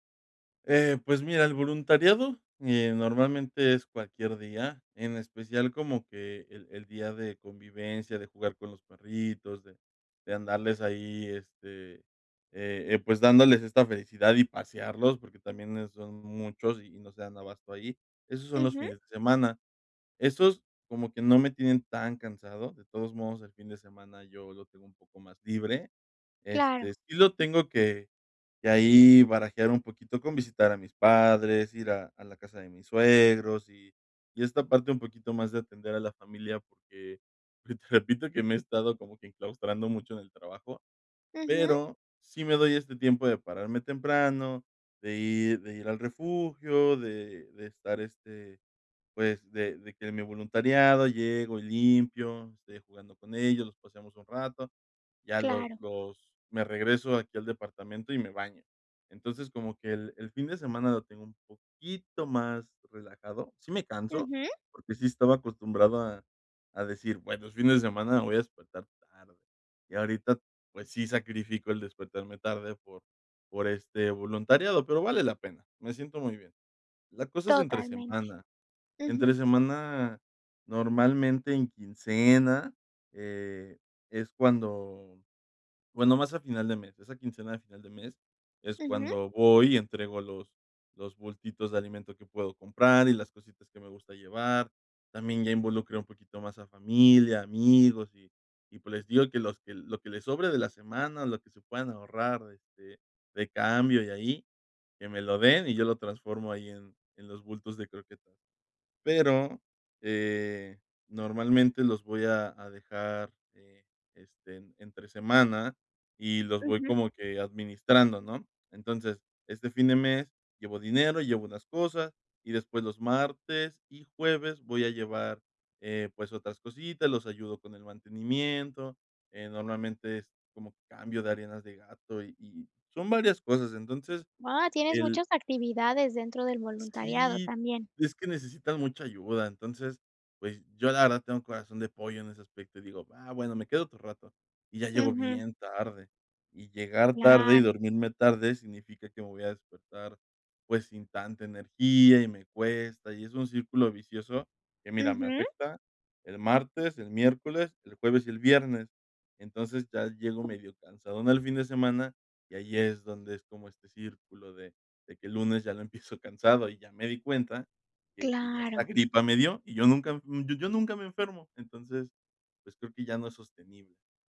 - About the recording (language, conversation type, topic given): Spanish, advice, ¿Cómo puedo equilibrar el voluntariado con mi trabajo y mi vida personal?
- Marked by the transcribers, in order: laughing while speaking: "pues"; tapping; laughing while speaking: "empiezo"